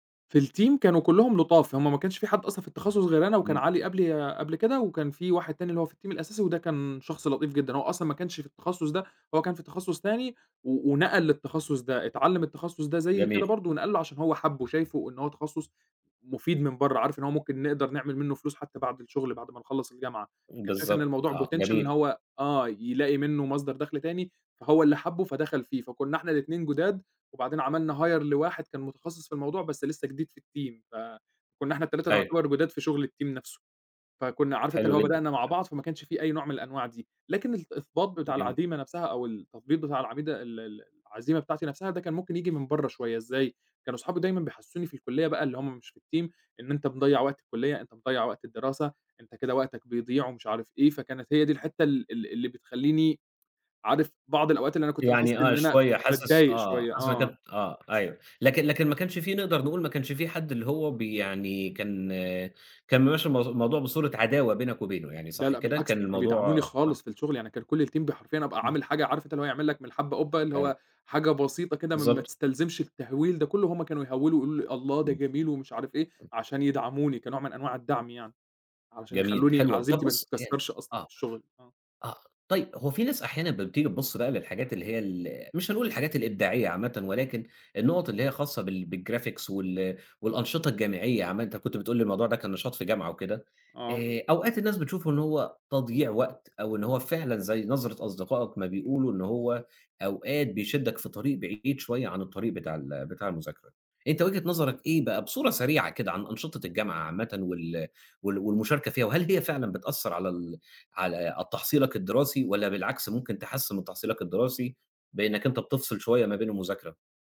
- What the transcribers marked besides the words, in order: in English: "الTeam"; in English: "الTeam"; in English: "Potential"; in English: "Hire"; in English: "الTeam"; in English: "الTeam"; in English: "الTeam"; in English: "الTeam"; in English: "بالGraphics"; tapping
- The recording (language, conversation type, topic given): Arabic, podcast, إيه دور أصحابك وعيلتك في دعم إبداعك؟